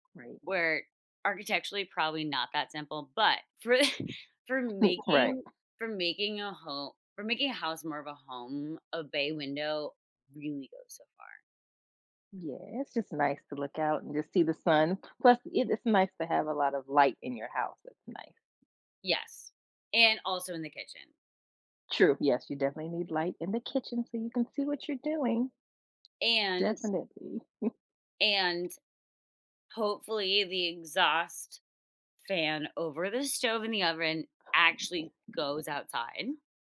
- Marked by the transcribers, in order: other background noise; laughing while speaking: "for i"; chuckle; background speech; tapping; chuckle
- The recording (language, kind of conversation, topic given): English, unstructured, How can the design of a cooking space encourage connection and creativity among guests?
- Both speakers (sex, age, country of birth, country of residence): female, 35-39, United States, United States; female, 50-54, United States, United States